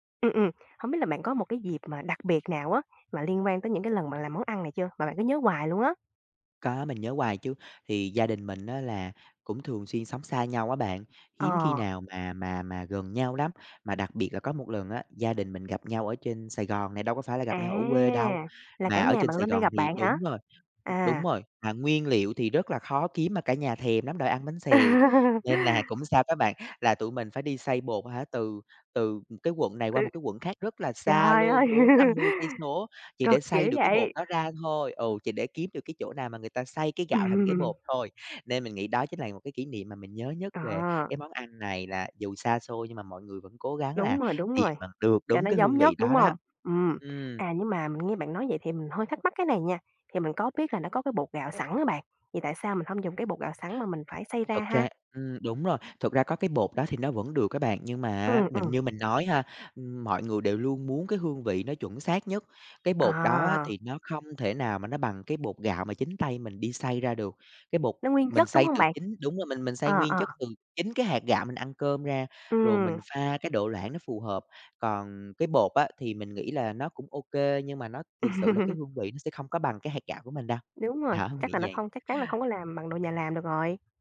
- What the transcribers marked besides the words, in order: tapping; other background noise; laugh; laugh; laughing while speaking: "Ừm"; horn; laugh; laughing while speaking: "Đó"
- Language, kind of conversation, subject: Vietnamese, podcast, Món ăn quê hương nào khiến bạn xúc động nhất?